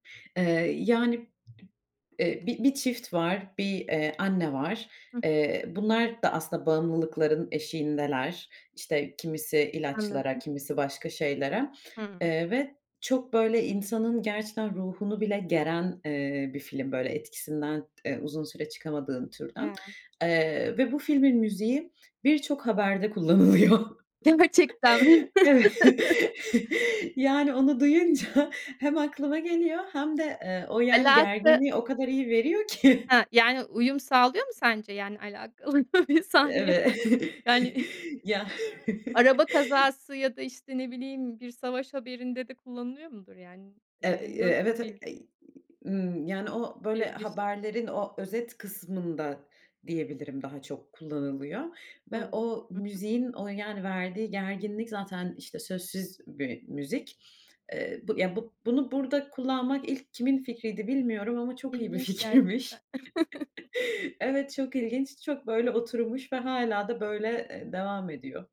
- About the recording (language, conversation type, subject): Turkish, podcast, Sence bir diziyi bağımlılık yapıcı kılan şey nedir?
- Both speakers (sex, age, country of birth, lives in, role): female, 25-29, Turkey, Italy, guest; female, 50-54, Turkey, Spain, host
- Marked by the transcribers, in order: unintelligible speech; laughing while speaking: "kullanılıyor. Evet"; laughing while speaking: "Gerçekten mi?"; chuckle; laughing while speaking: "duyunca"; laughing while speaking: "ki"; chuckle; laughing while speaking: "bir sahneye falan?"; laughing while speaking: "Evet ya"; chuckle; laughing while speaking: "fikirmiş"; chuckle